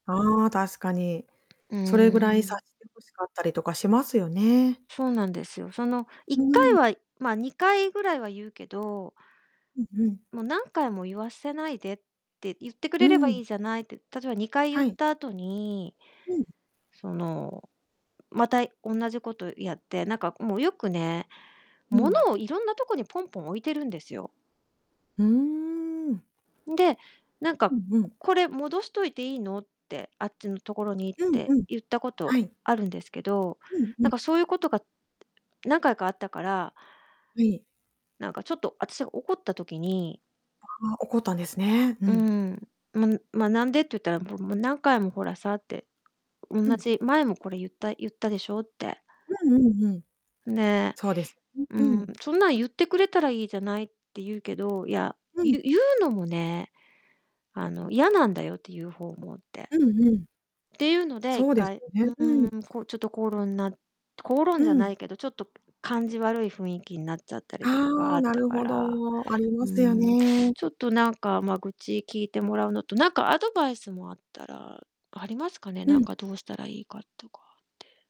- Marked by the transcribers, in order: tapping; distorted speech
- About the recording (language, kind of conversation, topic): Japanese, advice, 家事や育児の分担が不公平だと感じるのはなぜですか？